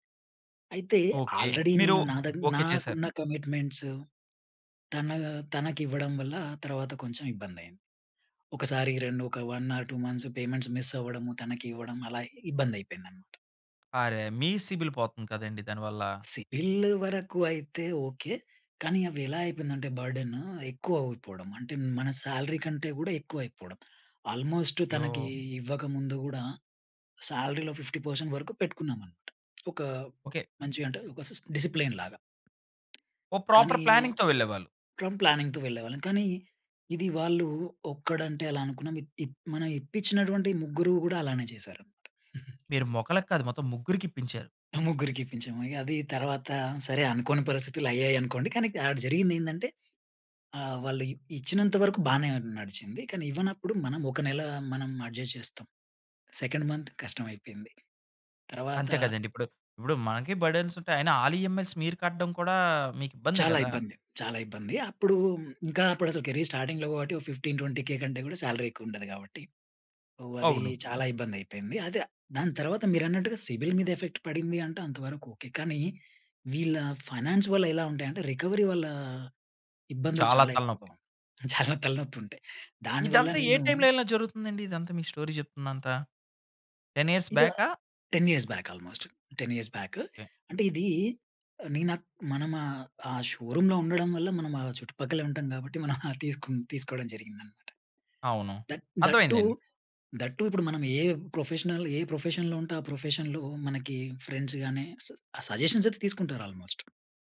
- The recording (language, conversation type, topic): Telugu, podcast, విఫలమైన తర్వాత మీరు తీసుకున్న మొదటి చర్య ఏమిటి?
- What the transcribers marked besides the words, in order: in English: "కమిట్మెంట్స్"; in English: "వన్ ఆర్ టూ మంత్స్ పేమెంట్స్ మిస్"; in English: "సిబిల్"; in English: "సిబిల్"; in English: "బర్డెన్"; in English: "సాలరీ"; in English: "ఆల్‌మోస్ట్"; in English: "ఫిఫ్టీ పర్సెంట్"; in English: "సిస్ డిసిప్లిన్"; in English: "ప్రాపర్ ప్లానింగ్‌తో"; in English: "ఫ్రమ్ ప్లానింగ్‌తో"; chuckle; in English: "అడ్జస్ట్"; in English: "సెకండ్ మంత్"; in English: "బర్డెన్స్"; in English: "కెరీర్ స్టార్టింగ్‌లో"; in English: "ఫిఫ్టీన్ ట్వంటీకే"; in English: "సాలరీ"; in English: "సిబిల్"; in English: "ఎఫెక్ట్"; in English: "ఫైనాన్స్"; in English: "రికవరీ"; laughing while speaking: "చాలా తలనొప్పి ఉంటాయి"; in English: "స్టోరీ"; in English: "టెన్ ఇయర్స్ బ్యాకా?"; in English: "టెన్ ఇయర్స్ బ్యాక్ ఆల్‌మోస్ట్ టెన్ ఇయర్స్ బ్యాక్"; in English: "షోరూమ్‌లో"; in English: "దట్ దట్ టూ, దట్ టూ"; in English: "ప్రొఫెషనల్"; in English: "ప్రొఫెషన్‌లో"; in English: "ప్రొఫెషన్‌లో"; in English: "ఫ్రెండ్స్"; in English: "సజెషన్స్"; in English: "ఆల్‌మోస్ట్"